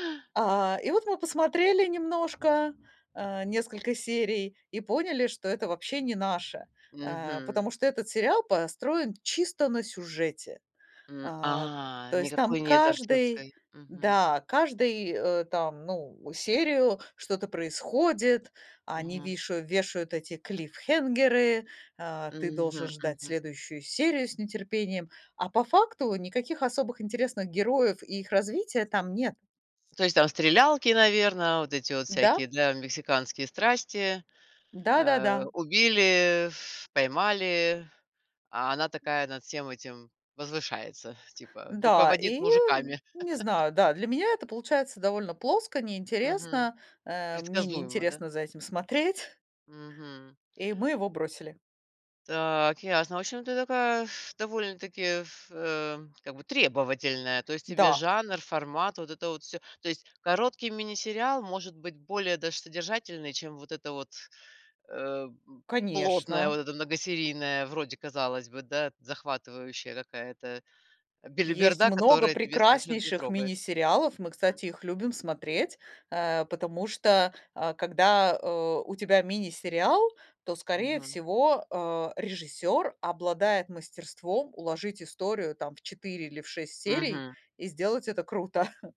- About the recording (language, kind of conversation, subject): Russian, podcast, Что важнее в сериале — персонажи или сюжет?
- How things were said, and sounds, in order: other background noise; tapping; laugh; chuckle; chuckle